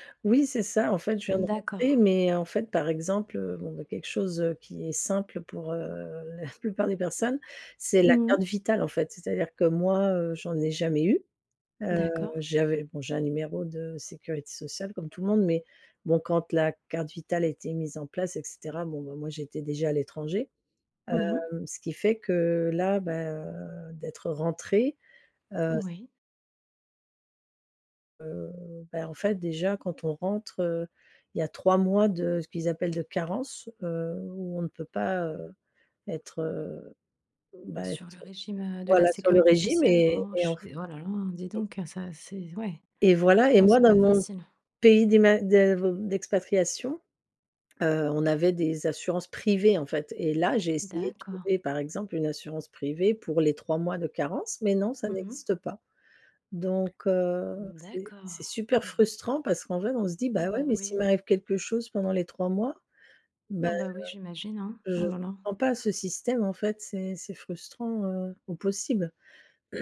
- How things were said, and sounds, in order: chuckle; tapping; other background noise; stressed: "pays"
- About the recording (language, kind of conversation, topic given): French, advice, Comment décririez-vous votre frustration face à la paperasserie et aux démarches administratives ?